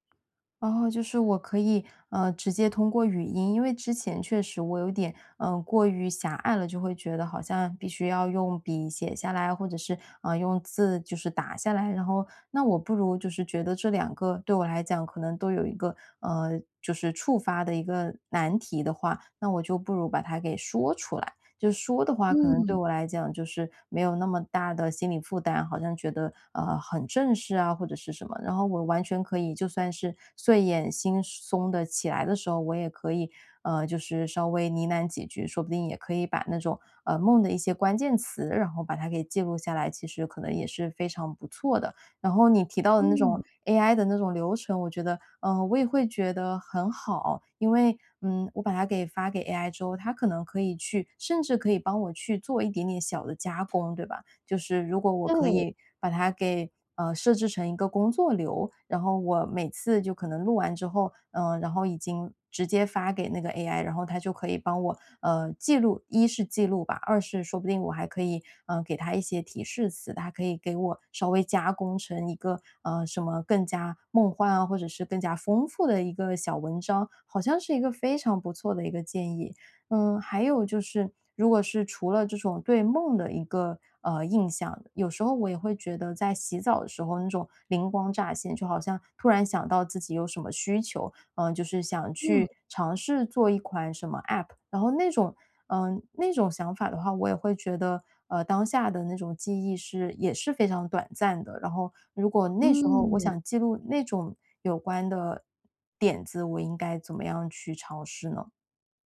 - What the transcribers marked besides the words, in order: other background noise; tapping
- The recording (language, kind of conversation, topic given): Chinese, advice, 你怎样才能养成定期收集灵感的习惯？